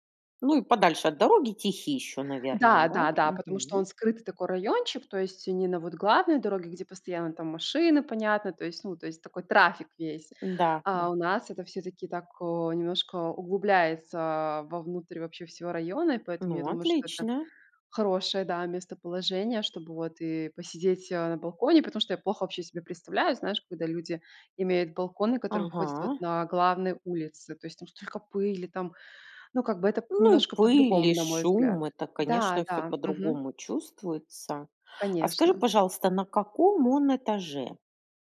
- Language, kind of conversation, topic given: Russian, podcast, Какой балкон или лоджия есть в твоём доме и как ты их используешь?
- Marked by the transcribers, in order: tapping